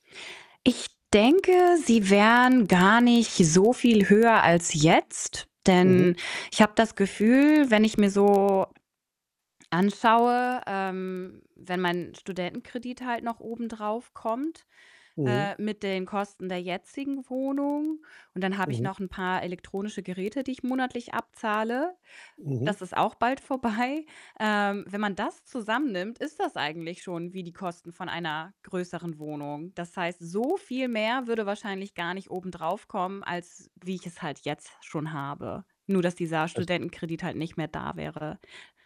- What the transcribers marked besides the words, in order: distorted speech; static; laughing while speaking: "bald"; tapping; stressed: "so"; other background noise
- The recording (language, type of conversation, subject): German, advice, Welche Schwierigkeiten hast du beim Sparen für die Anzahlung auf eine Wohnung?